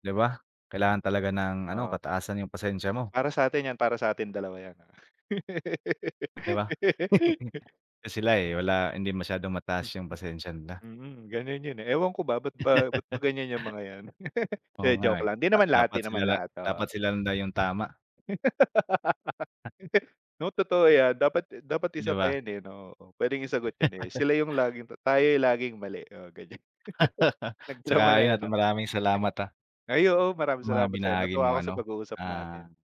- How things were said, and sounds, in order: other background noise; chuckle; laugh; chuckle; tapping; laugh; chuckle; laugh; laugh; laughing while speaking: "ganiyan"; laugh; chuckle
- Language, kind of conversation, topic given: Filipino, unstructured, Paano mo ipinapakita ang pagmamahal sa isang relasyon?